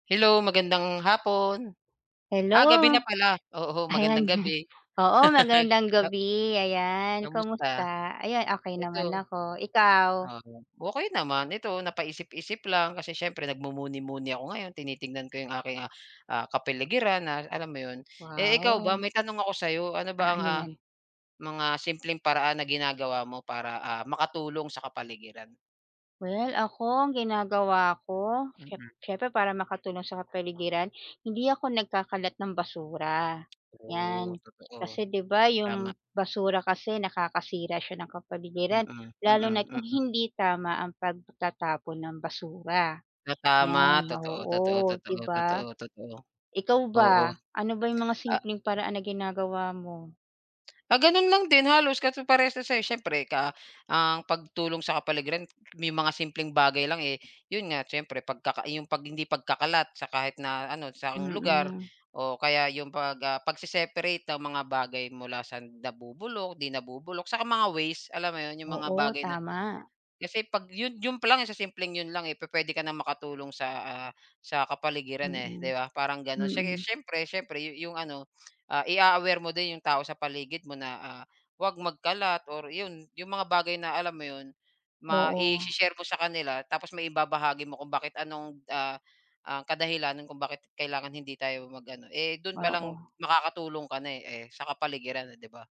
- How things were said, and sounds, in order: chuckle; other background noise; laugh; tapping
- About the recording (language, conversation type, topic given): Filipino, unstructured, Ano ang mga simpleng paraan na ginagawa mo para makatulong sa kapaligiran?